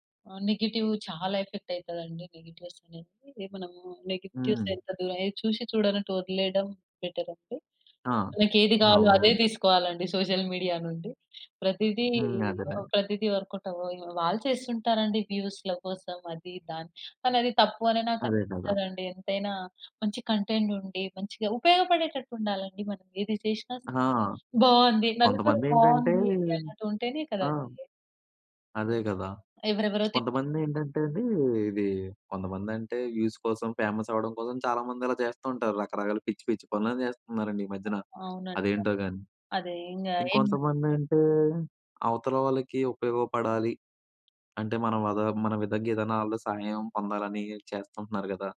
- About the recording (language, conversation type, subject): Telugu, podcast, మీరు సోషల్‌మీడియా ఇన్‌ఫ్లూఎన్సర్‌లను ఎందుకు అనుసరిస్తారు?
- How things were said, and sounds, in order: in English: "నెగెటివ్"; in English: "ఎఫెక్ట్"; in English: "నెగెటివ్స్"; in English: "నెగెటివ్స్"; in English: "బెటర్"; in English: "సోషల్ మీడియా"; in English: "వర్కౌట్"; in English: "వ్యూస్‌ల"; in English: "కంటెంట్"; in English: "వ్యూస్"; in English: "ఫేమస్"